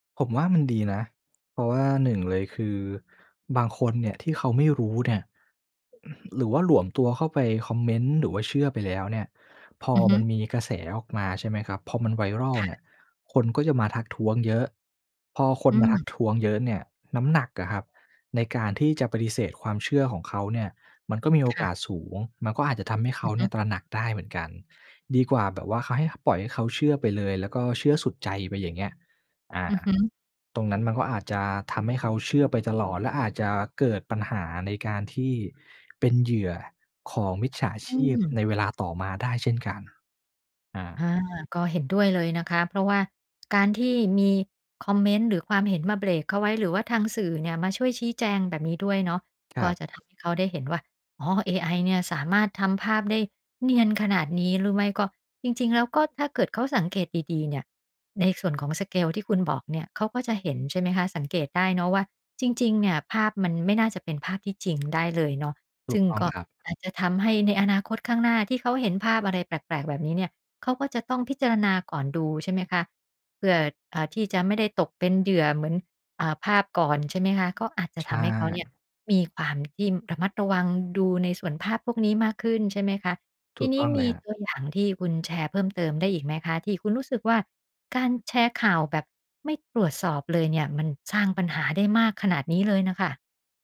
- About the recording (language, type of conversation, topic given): Thai, podcast, การแชร์ข่าวที่ยังไม่ได้ตรวจสอบสร้างปัญหาอะไรบ้าง?
- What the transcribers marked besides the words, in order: throat clearing; in English: "สเกล"; other background noise; tapping